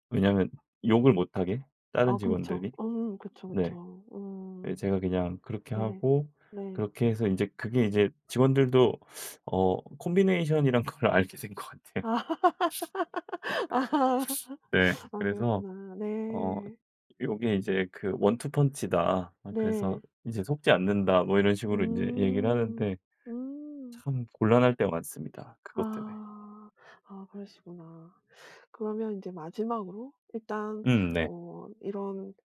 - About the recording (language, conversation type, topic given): Korean, podcast, 온라인에서 대화할 때와 직접 만나 대화할 때는 어떤 점이 다르다고 느끼시나요?
- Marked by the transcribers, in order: laughing while speaking: "걸 알게 된 것 같아요"; laughing while speaking: "아 아"; laugh; other background noise